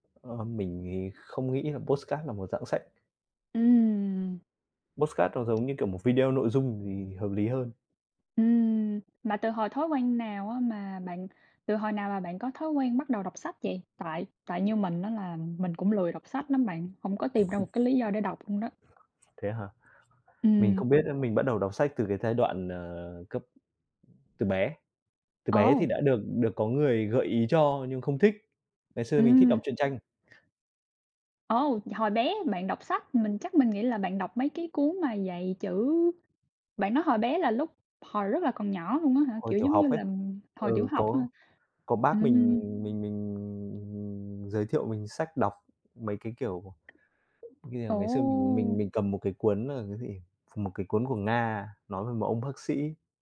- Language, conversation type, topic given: Vietnamese, unstructured, Bạn thích đọc sách giấy hay sách điện tử hơn?
- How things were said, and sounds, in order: in English: "podcast"; in English: "Podcast"; tapping; chuckle; other background noise